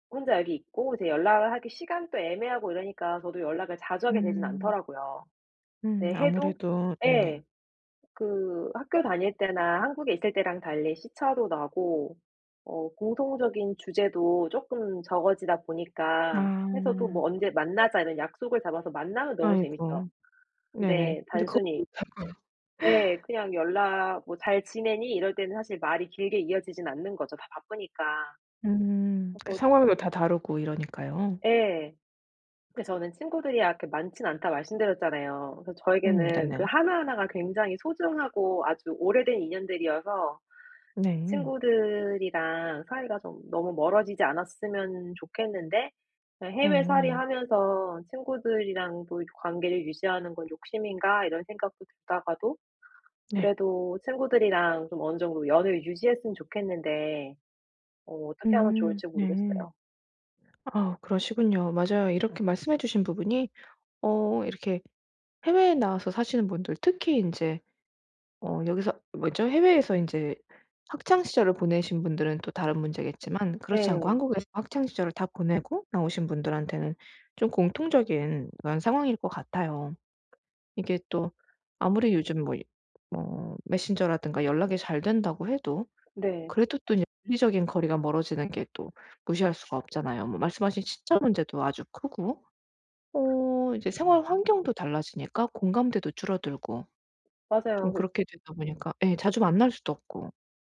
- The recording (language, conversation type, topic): Korean, advice, 어떻게 하면 친구들과의 약속에서 소외감을 덜 느낄까
- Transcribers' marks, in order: other background noise; unintelligible speech; laugh; tapping; background speech